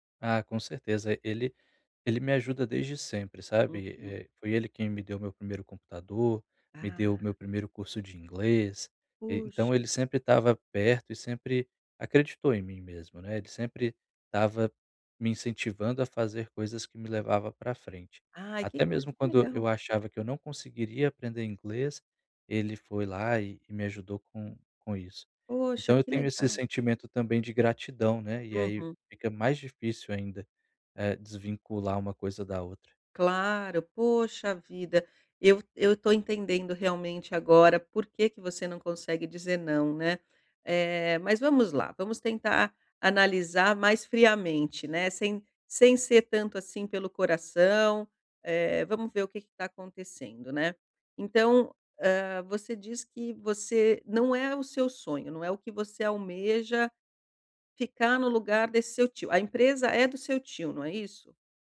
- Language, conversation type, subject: Portuguese, advice, Como posso dizer não sem sentir culpa ou medo de desapontar os outros?
- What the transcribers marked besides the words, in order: none